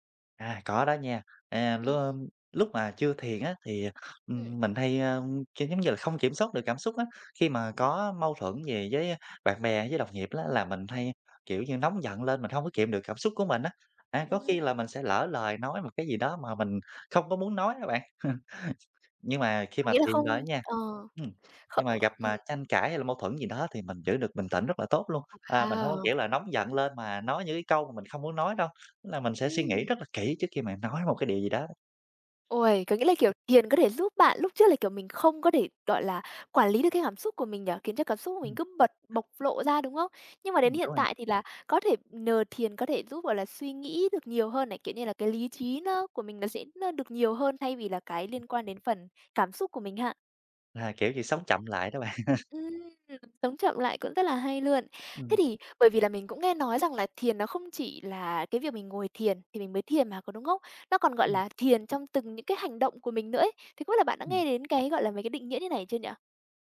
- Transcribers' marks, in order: tapping; other background noise; chuckle; chuckle
- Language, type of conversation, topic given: Vietnamese, podcast, Thiền giúp bạn quản lý căng thẳng như thế nào?